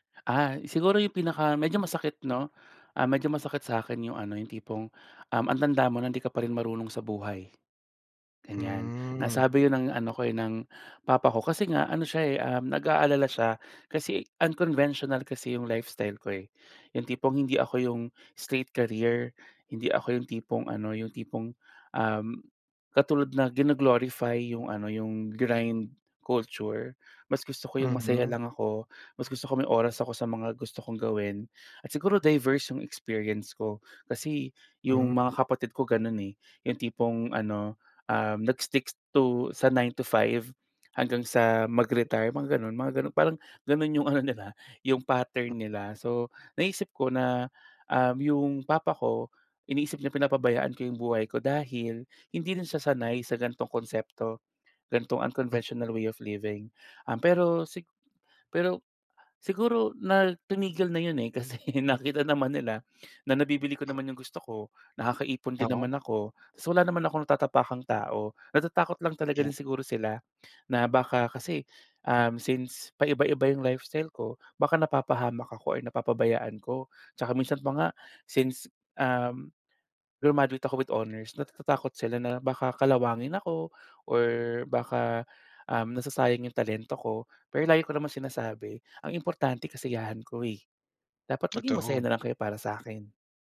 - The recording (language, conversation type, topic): Filipino, podcast, Paano mo tinitimbang ang opinyon ng pamilya laban sa sarili mong gusto?
- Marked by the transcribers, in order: other background noise; in English: "unconventional"; in English: "straight career"; in English: "gino-glorify"; in English: "grind culture"; in English: "diverse"; in English: "unconventional way of living"; laughing while speaking: "kasi nakita naman"; tapping